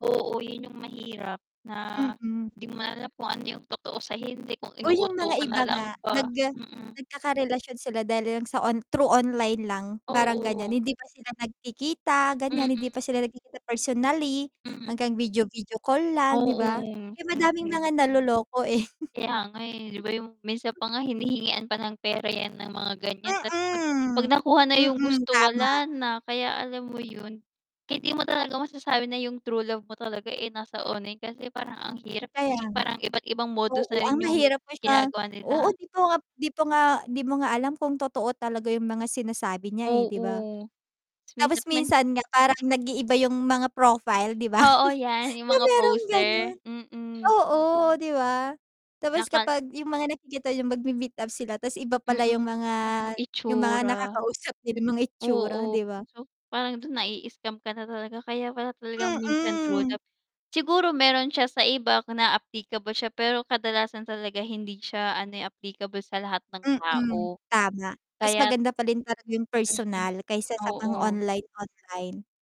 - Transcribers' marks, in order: distorted speech; static; laughing while speaking: "eh"; chuckle; laughing while speaking: "'di ba? 'Di ba mayrong gano'n?"; chuckle
- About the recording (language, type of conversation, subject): Filipino, unstructured, Paano mo ilalarawan ang tunay na pagmamahal?